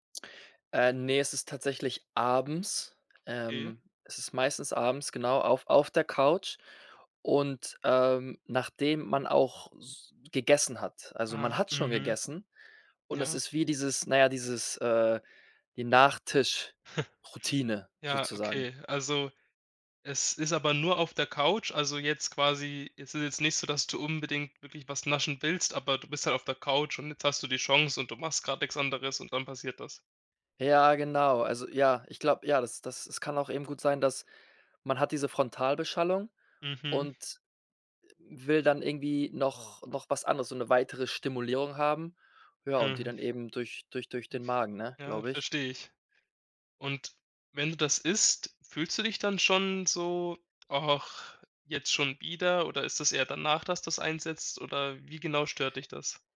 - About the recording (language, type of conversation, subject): German, advice, Wie kann ich verhindern, dass ich abends ständig zu viel nasche und die Kontrolle verliere?
- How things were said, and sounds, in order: snort; tapping